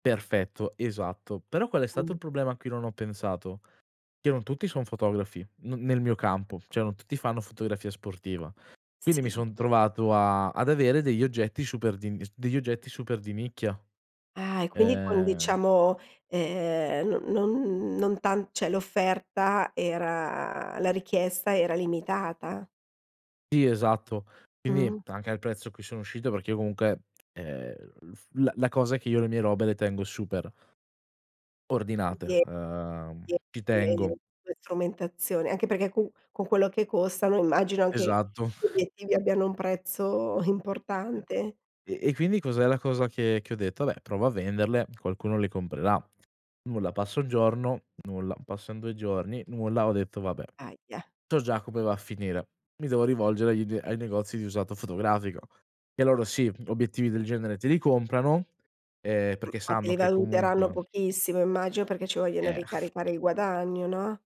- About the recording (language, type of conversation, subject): Italian, podcast, Come hai valutato i rischi economici prima di fare il salto?
- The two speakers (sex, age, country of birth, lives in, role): female, 50-54, Italy, Italy, host; male, 20-24, Italy, Italy, guest
- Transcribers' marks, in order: "cioè" said as "ceh"; "cioè" said as "ceh"; "Sì" said as "ì"; unintelligible speech; other background noise; "valuteranno" said as "ganteranno"